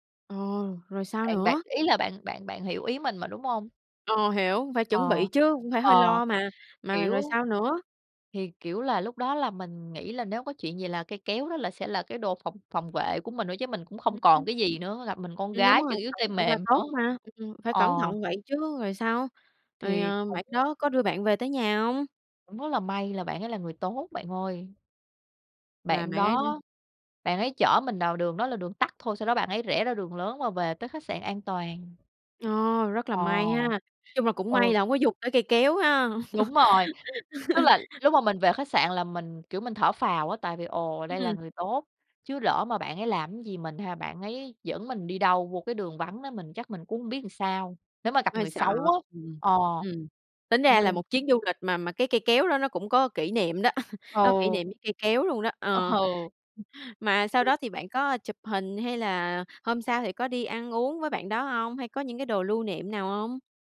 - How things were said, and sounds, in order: other background noise; tapping; unintelligible speech; laugh; laugh
- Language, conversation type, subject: Vietnamese, podcast, Bạn có kỷ niệm đáng nhớ nào gắn với sở thích này không?